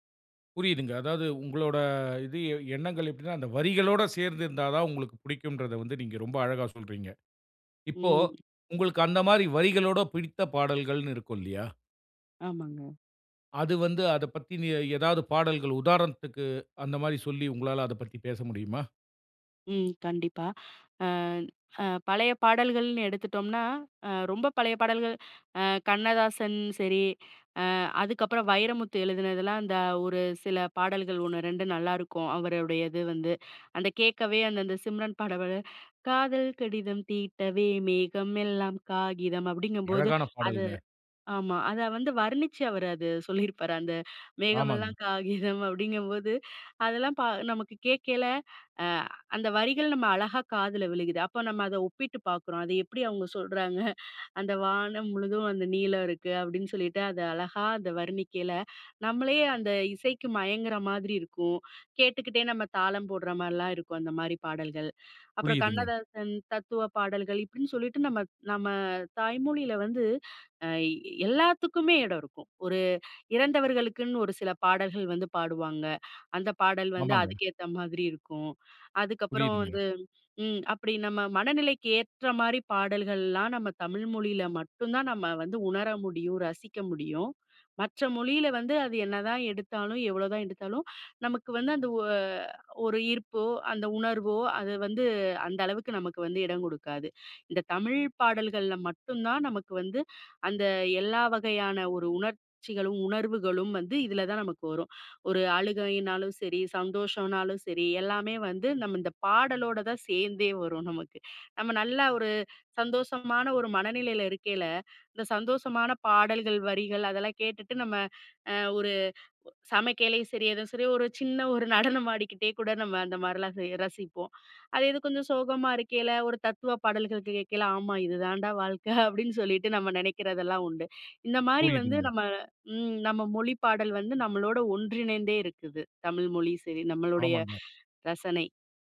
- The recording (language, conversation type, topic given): Tamil, podcast, மொழி உங்கள் பாடல்களை ரசிப்பதில் எந்த விதமாக பங்காற்றுகிறது?
- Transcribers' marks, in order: singing: "காதல் கடிதம் தீட்டவே, மேகமெல்லாம் காகிதம்"; laughing while speaking: "மேகமெல்லாம் காகிதம் அப்டிங்கும்போது"